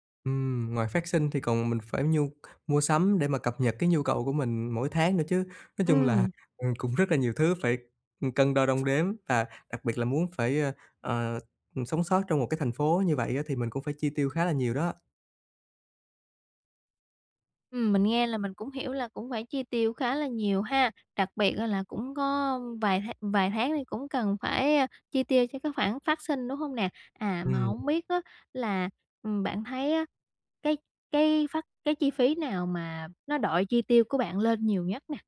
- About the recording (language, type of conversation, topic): Vietnamese, advice, Làm thế nào để tiết kiệm khi sống ở một thành phố có chi phí sinh hoạt đắt đỏ?
- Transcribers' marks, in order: tapping; other background noise